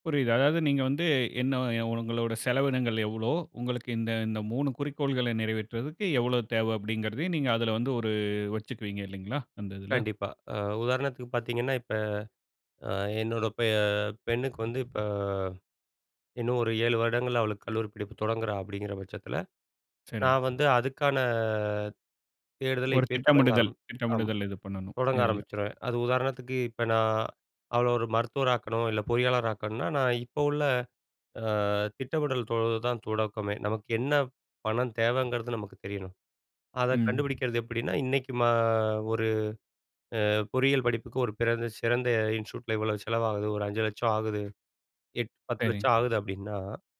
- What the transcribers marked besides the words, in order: other background noise; other noise; drawn out: "அதுக்கான"; in English: "இன்ஸ்டிடியூட்டில"
- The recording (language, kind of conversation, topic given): Tamil, podcast, ஒரு நீண்டகால திட்டத்தை தொடர்ந்து செய்ய நீங்கள் உங்களை எப்படி ஊக்கமுடன் வைத்துக்கொள்வீர்கள்?